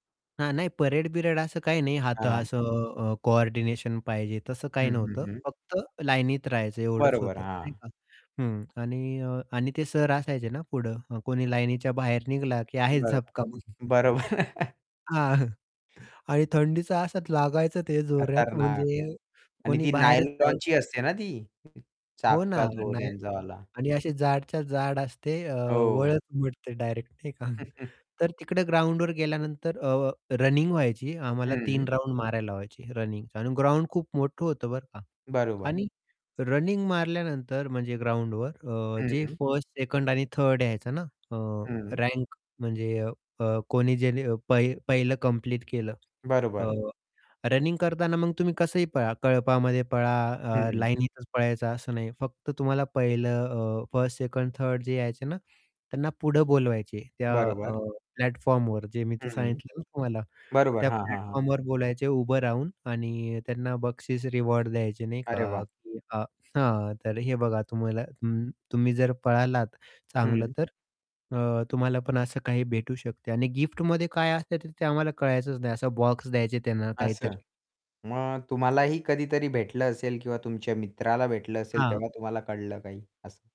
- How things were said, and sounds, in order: distorted speech; static; tapping; other background noise; laughing while speaking: "मग"; chuckle; laughing while speaking: "हां"; chuckle; unintelligible speech; laughing while speaking: "नाही का"; chuckle; in English: "प्लॅटफॉर्मवर"; in English: "प्लॅटफॉर्मवर"; unintelligible speech
- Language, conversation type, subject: Marathi, podcast, तुमची बालपणीची आवडती बाहेरची जागा कोणती होती?